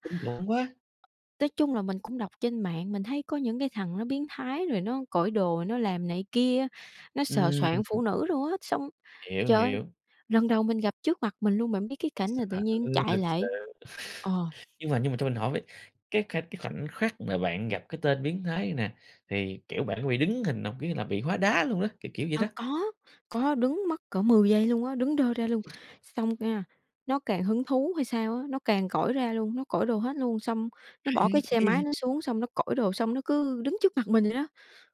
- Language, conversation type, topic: Vietnamese, podcast, Bạn đã bao giờ được một người lạ giúp mình thoát khỏi rắc rối chưa?
- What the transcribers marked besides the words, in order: tapping; chuckle; other background noise